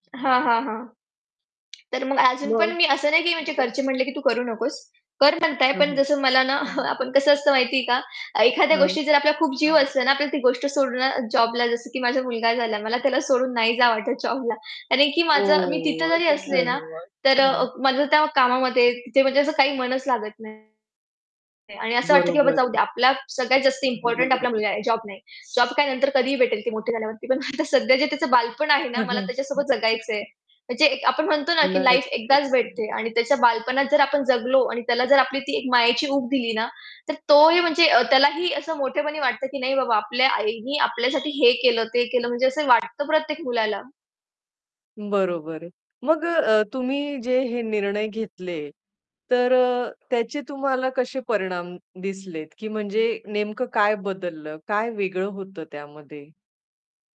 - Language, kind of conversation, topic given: Marathi, podcast, तुमच्या आयुष्याला कलाटणी देणारा निर्णय कोणता होता?
- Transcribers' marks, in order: tapping; other background noise; chuckle; background speech; distorted speech; laughing while speaking: "सध्या"; chuckle